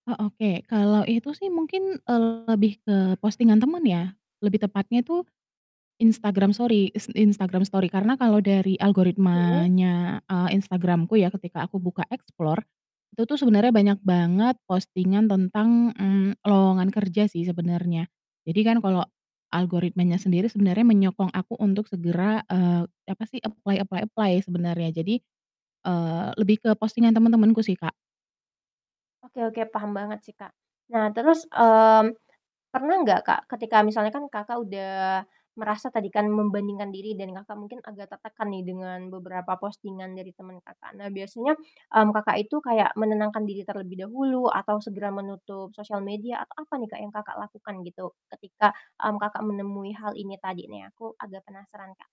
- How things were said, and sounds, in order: mechanical hum; distorted speech; in English: "explore"; in English: "apply apply apply"
- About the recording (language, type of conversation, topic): Indonesian, advice, Bagaimana kamu membandingkan diri dengan orang lain di media sosial setiap hari?